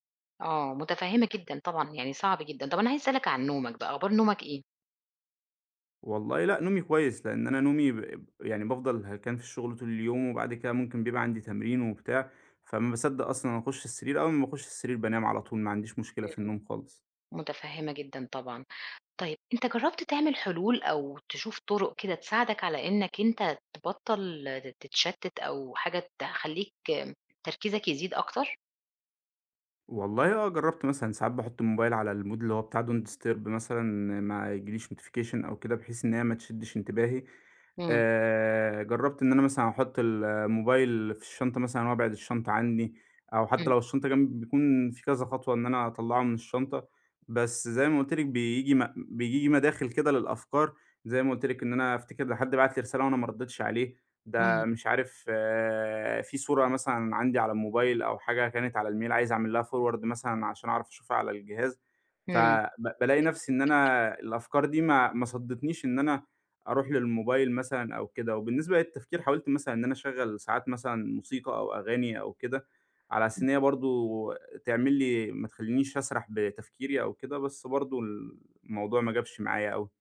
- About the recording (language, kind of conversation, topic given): Arabic, advice, إزاي أتعامل مع أفكار قلق مستمرة بتقطع تركيزي وأنا بكتب أو ببرمج؟
- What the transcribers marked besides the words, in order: tapping; in English: "المود"; in English: "Don't disturb"; other background noise; in English: "notification"; in English: "الميل"; in English: "forward"; unintelligible speech